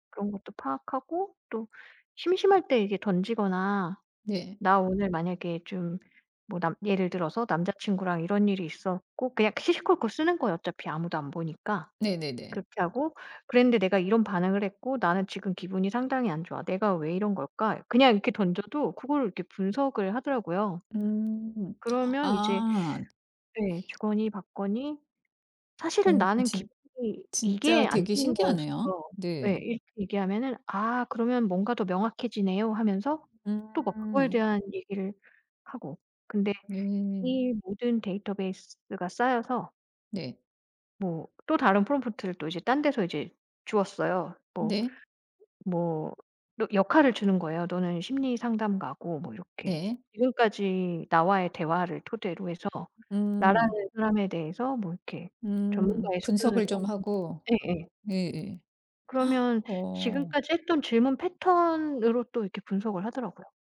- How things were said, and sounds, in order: other background noise; tapping; gasp
- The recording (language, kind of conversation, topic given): Korean, podcast, 일상에서 AI 도구를 쉽게 활용할 수 있는 팁이 있을까요?